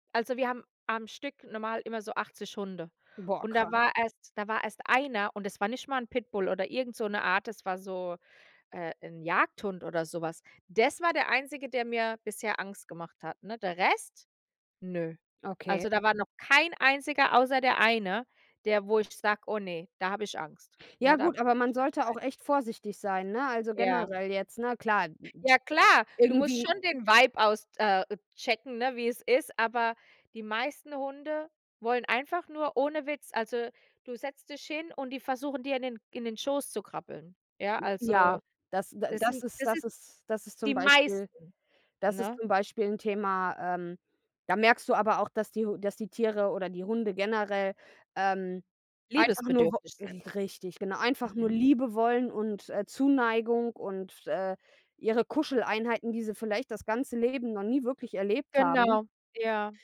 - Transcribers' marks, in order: none
- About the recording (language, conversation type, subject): German, unstructured, Wie sollte man mit Tierquälerei in der Nachbarschaft umgehen?